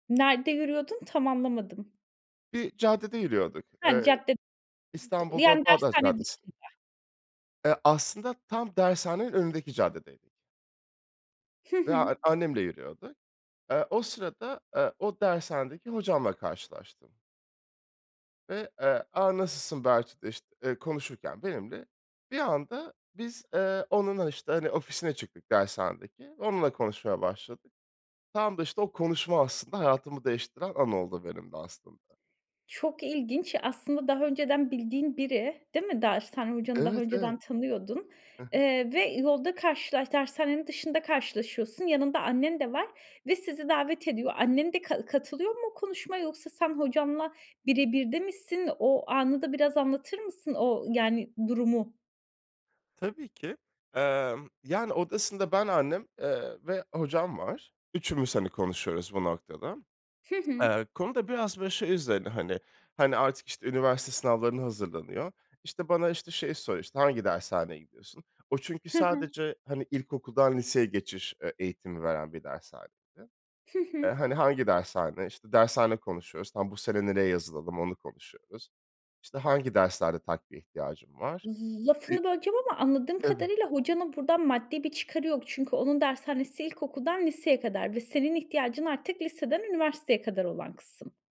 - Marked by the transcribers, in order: unintelligible speech; other background noise
- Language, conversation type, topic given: Turkish, podcast, Beklenmedik bir karşılaşmanın hayatını değiştirdiği zamanı anlatır mısın?